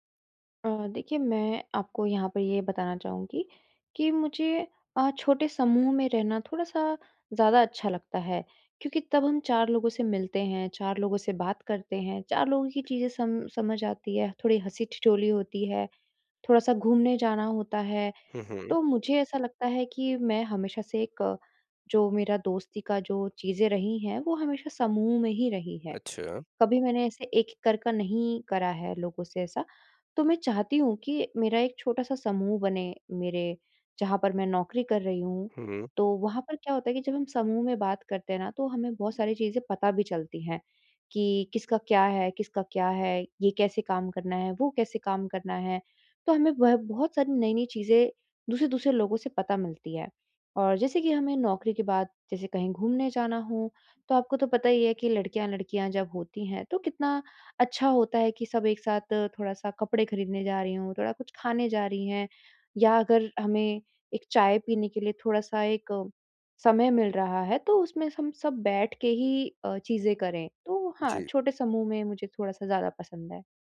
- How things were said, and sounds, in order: none
- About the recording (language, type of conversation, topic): Hindi, advice, नए शहर में दोस्त कैसे बनाएँ और अपना सामाजिक दायरा कैसे बढ़ाएँ?